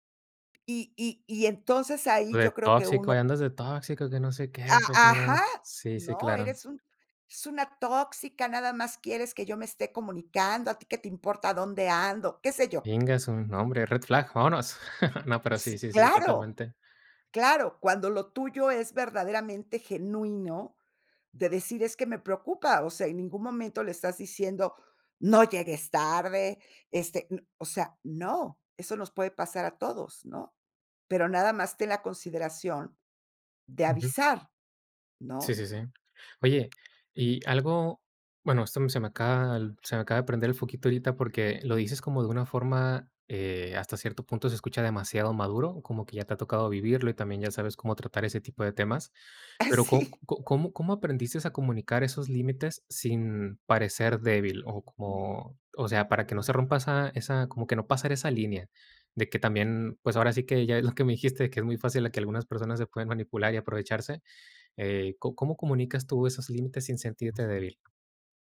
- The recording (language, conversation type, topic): Spanish, podcast, ¿Qué papel juega la vulnerabilidad al comunicarnos con claridad?
- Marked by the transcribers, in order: tapping; in English: "red flag"; laughing while speaking: "Sí"